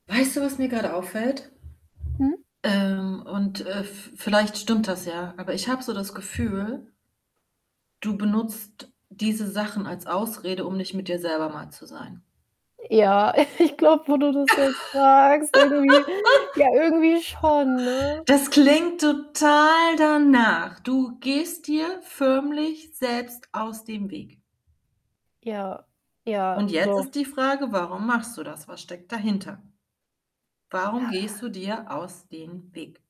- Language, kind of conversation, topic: German, advice, Was kann ich tun, wenn ich mich schuldig fühle, wenn ich mir bewusst Zeit für mich nehme?
- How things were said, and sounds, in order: distorted speech; static; other background noise; chuckle; laugh